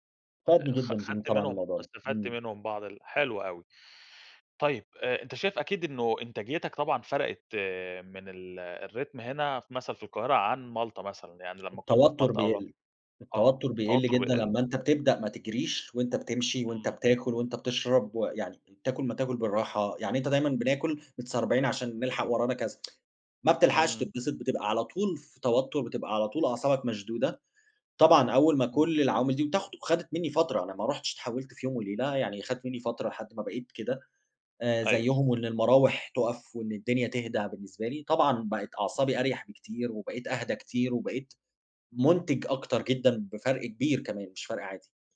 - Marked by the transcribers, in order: in English: "الرتم"; tapping; tsk
- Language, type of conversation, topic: Arabic, podcast, إزاي بتنظم وقتك بين الشغل والإبداع والحياة؟